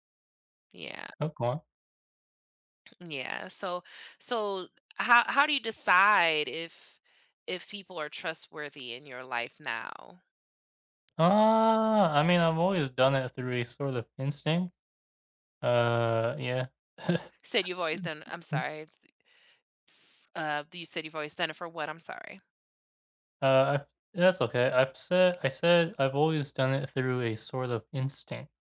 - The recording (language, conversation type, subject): English, unstructured, What is the hardest lesson you’ve learned about trust?
- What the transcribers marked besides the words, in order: other background noise; drawn out: "Uh"; chuckle; unintelligible speech